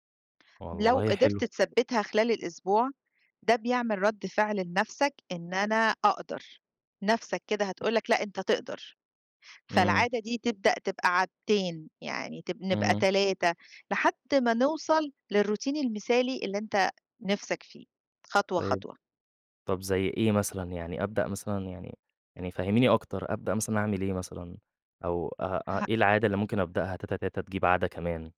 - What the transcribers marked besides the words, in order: tapping; in English: "للروتين"
- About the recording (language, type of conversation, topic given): Arabic, advice, إزاي أقدر أبدأ روتين صباحي منتظم وأثبت عليه بدعم من حد يشجعني؟